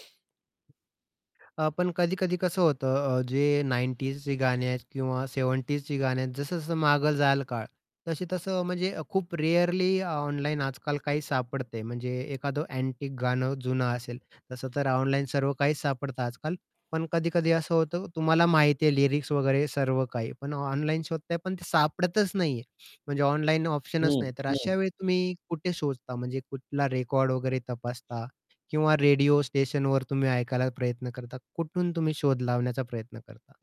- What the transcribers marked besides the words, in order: static; other background noise; in English: "रेअरली"; tapping; in English: "लिरिक्स"
- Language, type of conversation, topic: Marathi, podcast, तुम्हाला एखादं जुने गाणं शोधायचं असेल, तर तुम्ही काय कराल?